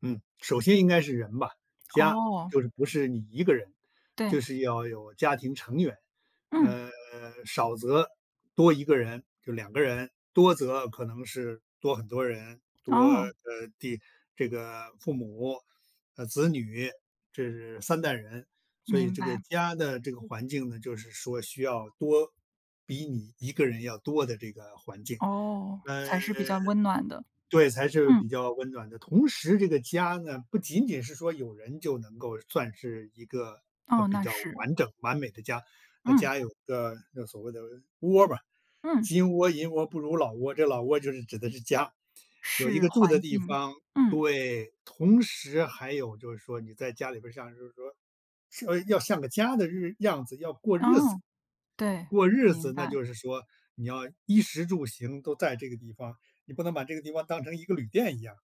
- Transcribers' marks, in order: none
- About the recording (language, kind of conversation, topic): Chinese, podcast, 家里什么时候最有烟火气？